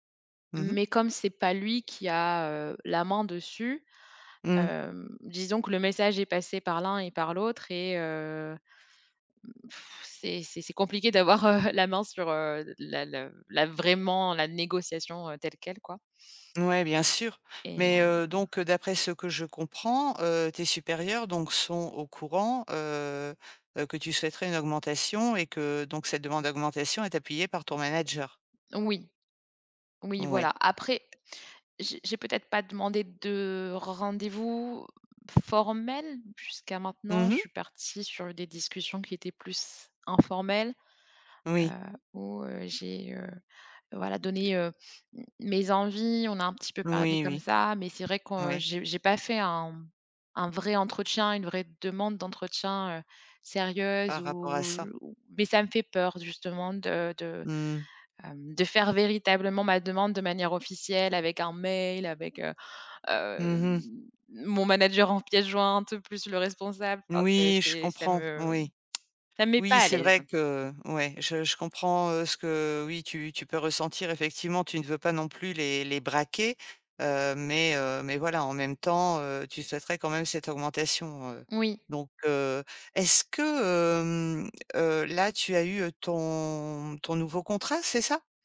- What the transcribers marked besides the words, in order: blowing; chuckle; tapping; lip smack
- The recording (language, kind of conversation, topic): French, advice, Comment surmonter mon manque de confiance pour demander une augmentation ou une promotion ?